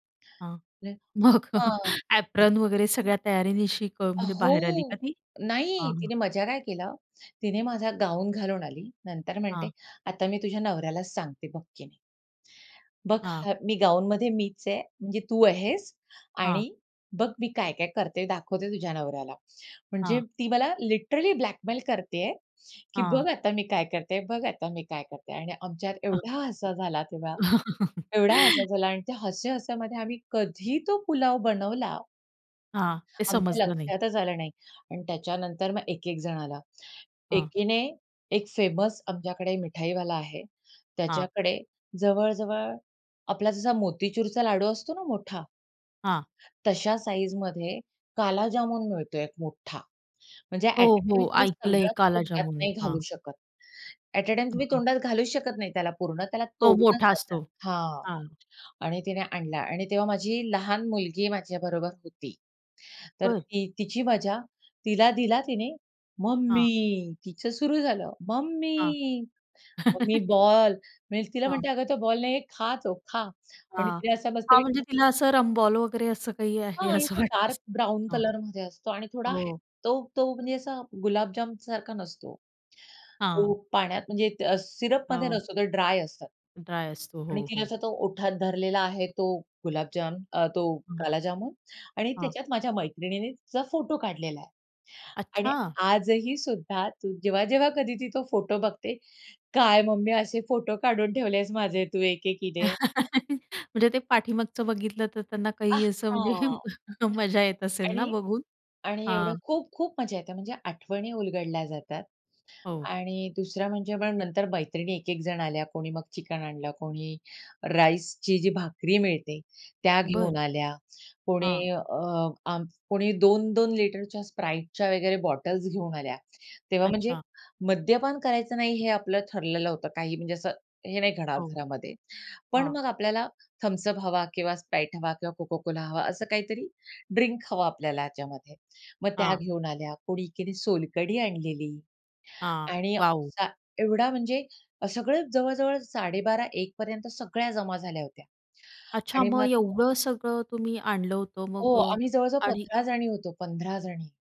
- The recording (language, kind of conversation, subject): Marathi, podcast, एकत्र जेवण किंवा पोटलकमध्ये घडलेला कोणता मजेशीर किस्सा तुम्हाला आठवतो?
- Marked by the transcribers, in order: unintelligible speech; laughing while speaking: "मग अ"; in English: "ऍप्रॉन"; other background noise; put-on voice: "आता मी तुझ्या नवऱ्यालाच सांगते बघ की"; put-on voice: "काय-काय करते, दाखवते तुझ्या नवऱ्याला"; in English: "लिटरली ब्लॅकमेल"; chuckle; stressed: "कधी"; tapping; in English: "फेमस"; in English: "ॲट अ टाईम"; in English: "ॲट अ टाईम"; put-on voice: "मम्मी"; put-on voice: "मम्मी, मम्मी बॉल"; chuckle; laughing while speaking: "असं वाटलं असं"; in English: "डार्क ब्राउन"; surprised: "अच्छा"; laugh; drawn out: "आहा"; laugh